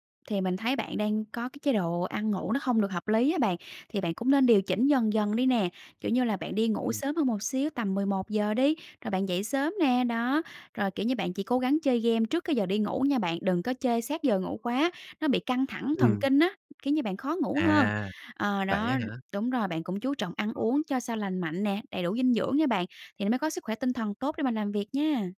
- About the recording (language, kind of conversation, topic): Vietnamese, advice, Vì sao tôi vẫn cảm thấy kiệt sức kéo dài dù đã nghỉ ngơi?
- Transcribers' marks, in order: other background noise; tapping